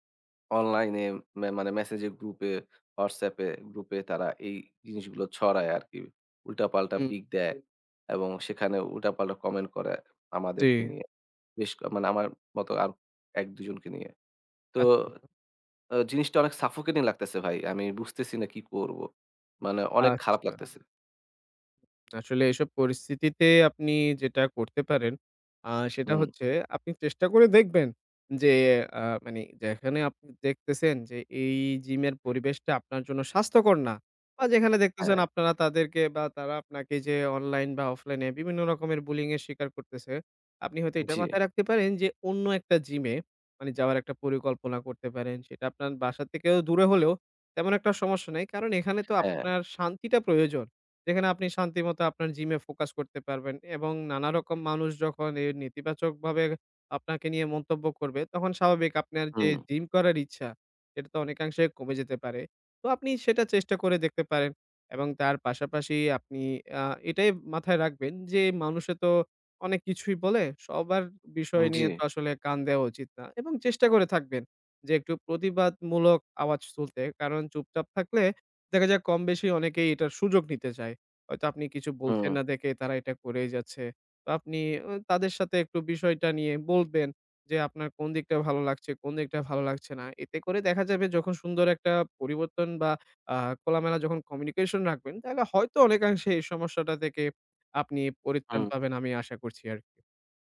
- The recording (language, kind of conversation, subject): Bengali, advice, জিমে লজ্জা বা অন্যদের বিচারে অস্বস্তি হয় কেন?
- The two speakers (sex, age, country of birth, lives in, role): male, 20-24, Bangladesh, Bangladesh, user; male, 25-29, Bangladesh, Bangladesh, advisor
- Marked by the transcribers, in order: other background noise; in English: "suffocating"; tapping